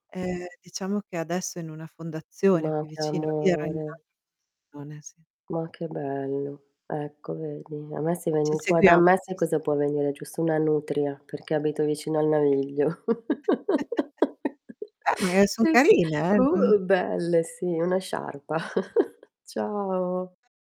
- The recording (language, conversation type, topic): Italian, unstructured, Come affronti le critiche costruttive nella tua vita?
- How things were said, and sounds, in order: distorted speech; unintelligible speech; tapping; chuckle; other background noise; laugh; laughing while speaking: "Che s"; chuckle